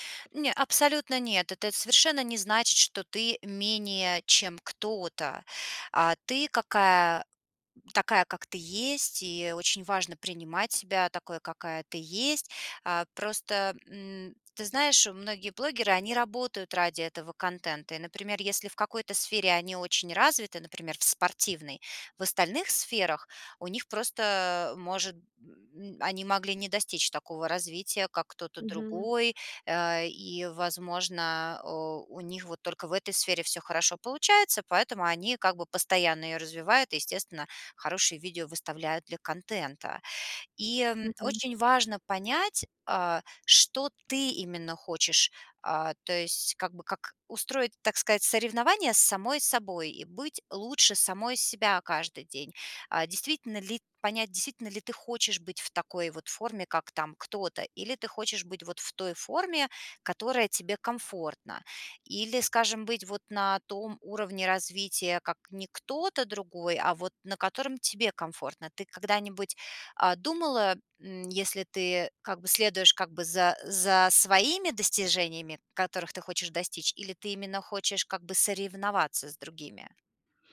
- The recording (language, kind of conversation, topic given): Russian, advice, Как справиться с чувством фальши в соцсетях из-за постоянного сравнения с другими?
- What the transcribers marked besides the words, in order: tapping; stressed: "ты"; stressed: "кто-то"